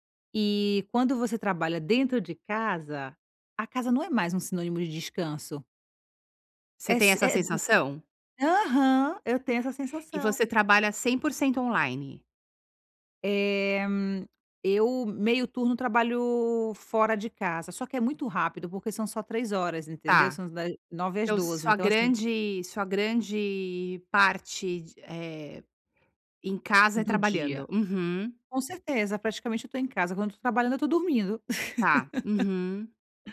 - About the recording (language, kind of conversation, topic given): Portuguese, advice, Como posso criar uma rotina diária de descanso sem sentir culpa?
- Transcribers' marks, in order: laugh